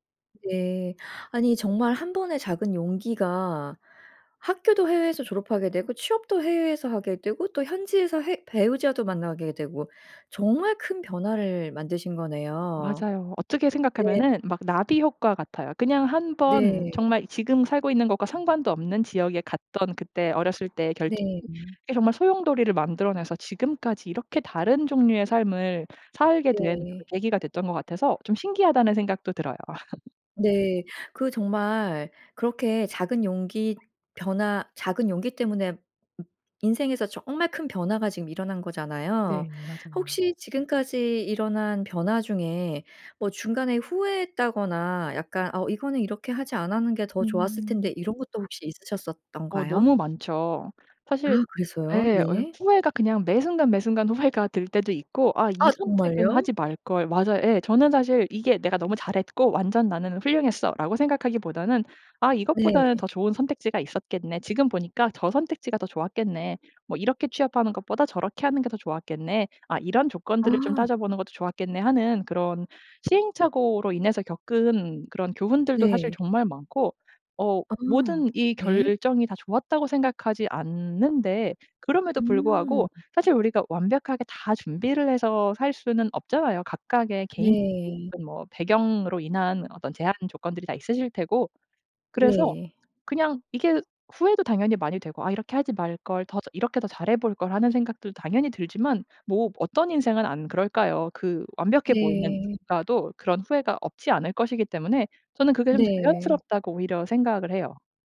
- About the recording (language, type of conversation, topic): Korean, podcast, 한 번의 용기가 중요한 변화를 만든 적이 있나요?
- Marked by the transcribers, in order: laugh; other background noise; laughing while speaking: "후회가"